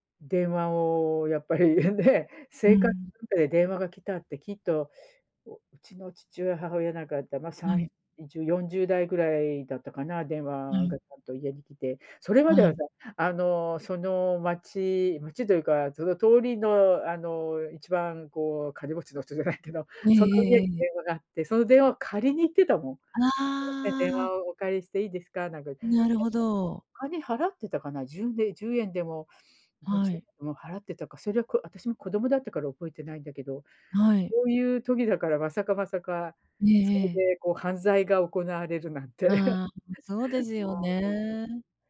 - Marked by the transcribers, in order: laugh
- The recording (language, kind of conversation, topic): Japanese, unstructured, テクノロジーの発達によって失われたものは何だと思いますか？